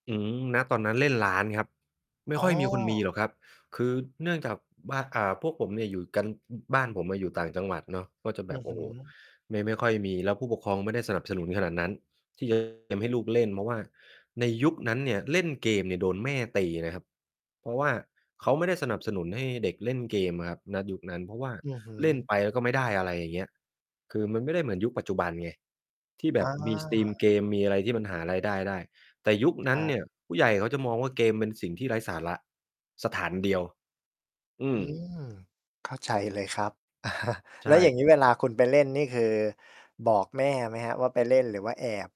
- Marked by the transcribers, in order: other background noise; distorted speech; mechanical hum; chuckle
- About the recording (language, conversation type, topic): Thai, podcast, ของเล่นสมัยเด็กชิ้นไหนที่คุณยังคิดถึงอยู่บ้าง?